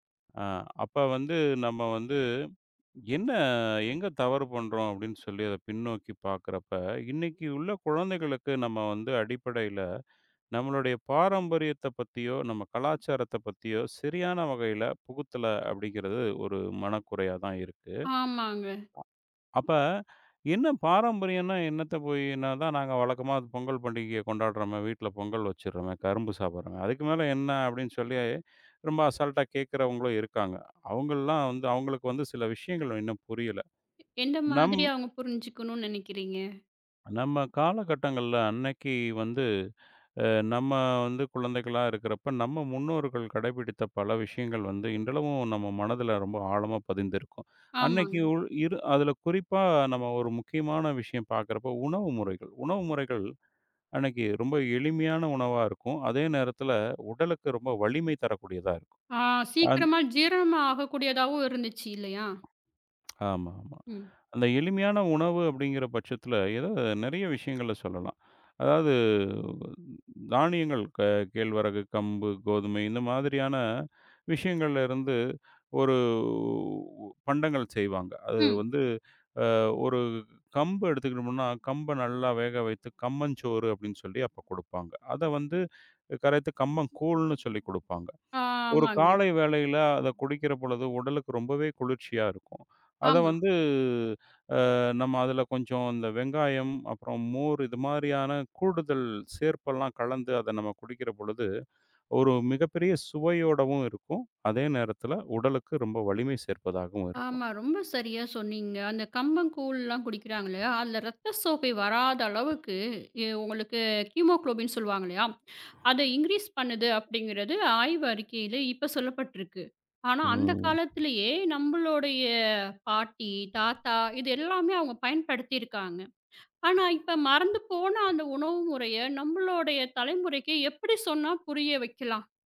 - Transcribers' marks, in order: other noise; tapping; other background noise; drawn out: "அதாவது"; drawn out: "ஒருவ்"; drawn out: "ஆமாங்க"; drawn out: "வந்து"; in English: "ஹிமோகுலோபின்"; in English: "இன்கிரீஸ்"; drawn out: "ம்"; wind
- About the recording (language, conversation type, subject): Tamil, podcast, பாரம்பரிய உணவுகளை அடுத்த தலைமுறைக்கு எப்படிக் கற்றுக்கொடுப்பீர்கள்?